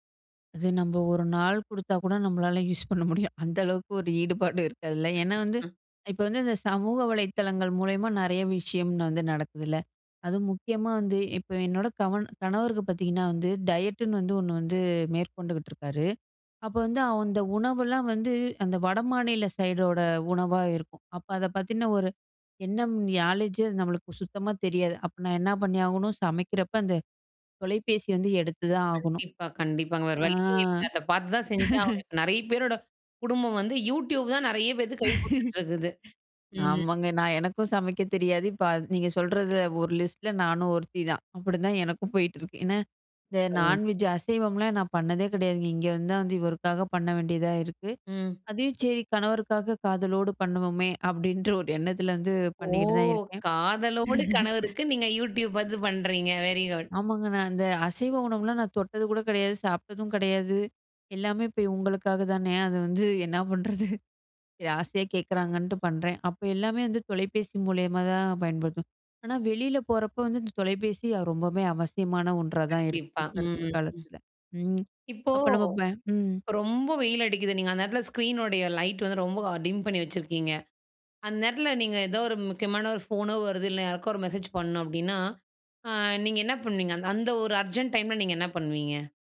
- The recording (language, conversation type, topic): Tamil, podcast, உங்கள் தினசரி திரை நேரத்தை நீங்கள் எப்படி நிர்வகிக்கிறீர்கள்?
- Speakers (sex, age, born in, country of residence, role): female, 25-29, India, India, guest; female, 35-39, India, India, host
- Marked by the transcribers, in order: laughing while speaking: "பண்ண முடியும். அந்த அளவுக்கு ஒரு ஈடுபாடு இருக்கு அதுல"; unintelligible speech; "கணவன்" said as "கவன்"; "அந்த" said as "அவந்த"; "நாலேஜ் ஜு" said as "யாலெட்ஜு"; drawn out: "அ"; laugh; laugh; laughing while speaking: "எனக்கும் போயிட்டு இருக்கு"; laughing while speaking: "அப்படின்ற ஒரு எண்ணத்துல"; drawn out: "ஓ!"; laugh; breath; laughing while speaking: "என்னா பண்ணுறது"; in English: "டிம்"; in English: "அர்ஜெண்ட்"